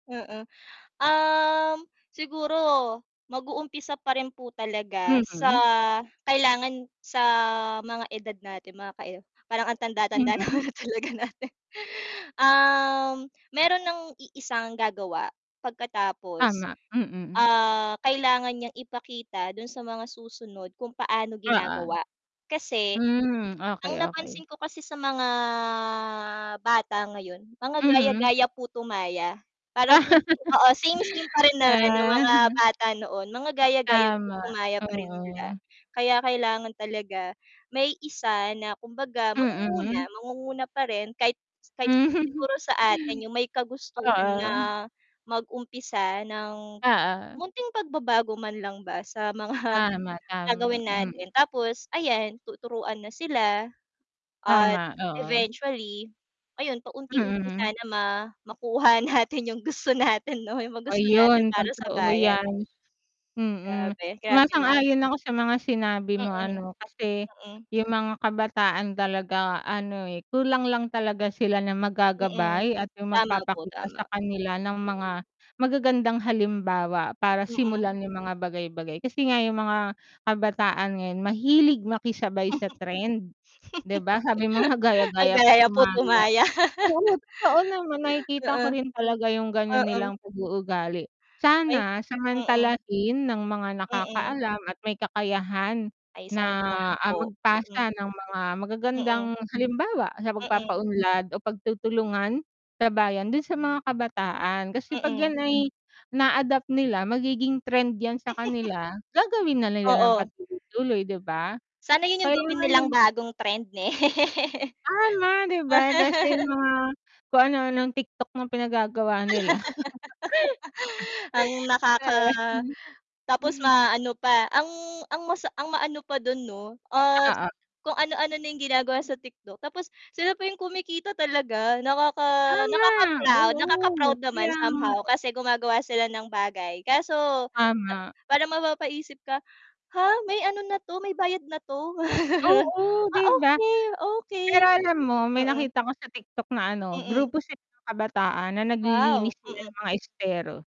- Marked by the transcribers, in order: static; laughing while speaking: "na nga talaga natin"; distorted speech; drawn out: "mga"; laugh; laughing while speaking: "Mhm"; laughing while speaking: "mga"; laughing while speaking: "natin yung gusto natin 'no?"; chuckle; laugh; chuckle; laugh; laugh; laugh; chuckle
- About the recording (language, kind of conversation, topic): Filipino, unstructured, Paano mo ipaliliwanag ang kahalagahan ng pagtutulungan sa bayan?